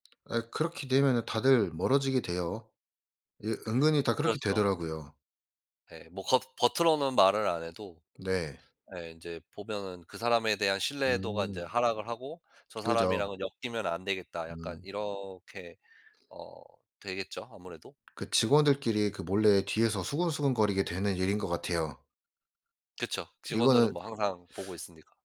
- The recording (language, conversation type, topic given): Korean, unstructured, 갈등을 겪으면서 배운 점이 있다면 무엇인가요?
- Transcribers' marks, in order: tapping; other background noise